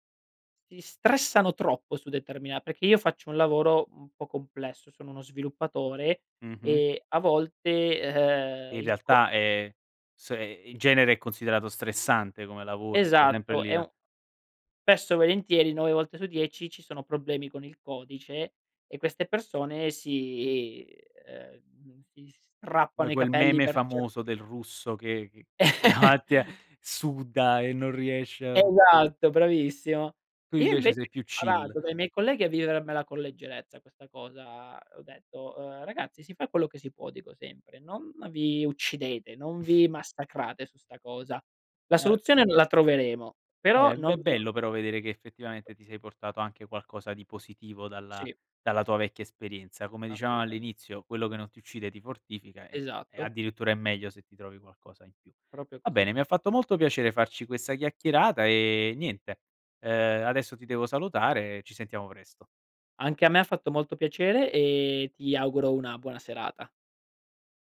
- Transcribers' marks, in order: chuckle; laughing while speaking: "davanti e"; in English: "chill"; chuckle; other background noise; "Proprio" said as "propio"
- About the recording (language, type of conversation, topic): Italian, podcast, Come il tuo lavoro riflette i tuoi valori personali?